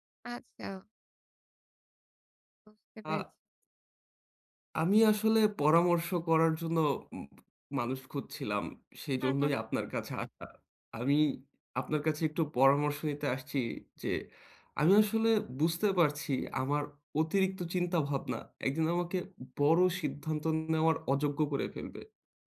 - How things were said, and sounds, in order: none
- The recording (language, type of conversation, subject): Bengali, advice, আমি কীভাবে ভবিষ্যতে অনুশোচনা কমিয়ে বড় সিদ্ধান্ত নেওয়ার প্রস্তুতি নেব?